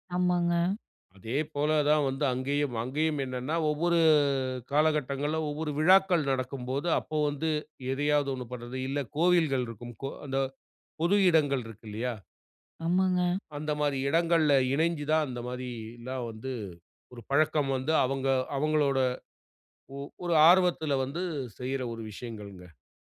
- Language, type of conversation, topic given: Tamil, podcast, மொழி உங்கள் தனிச்சமுதாயத்தை எப்படிக் கட்டமைக்கிறது?
- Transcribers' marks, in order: none